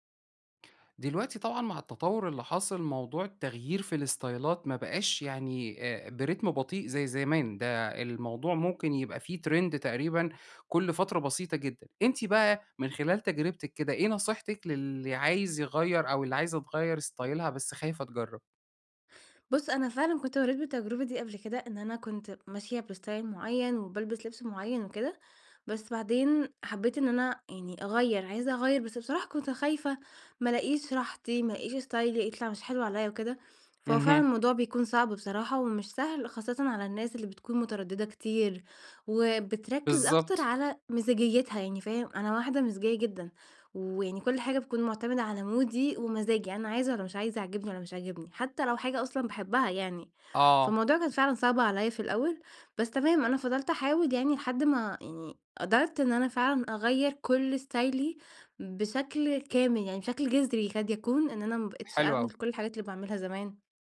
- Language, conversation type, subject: Arabic, podcast, إيه نصيحتك للي عايز يغيّر ستايله بس خايف يجرّب؟
- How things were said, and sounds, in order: in English: "الاستايلات"; in English: "برتم"; in English: "trend"; in English: "استايلها"; in English: "باستايل"; in English: "استايلي"; in English: "مودي"; in English: "استايلي"